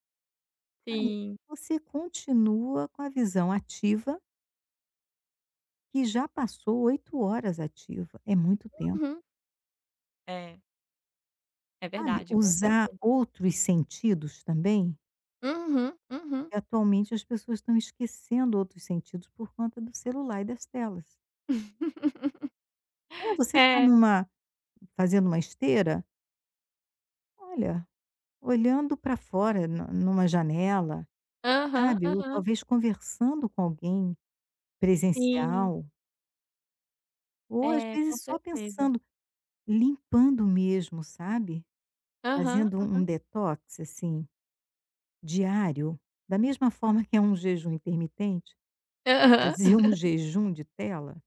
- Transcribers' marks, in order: tapping; laugh; chuckle; laugh
- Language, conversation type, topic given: Portuguese, advice, Como posso desligar do trabalho fora do horário?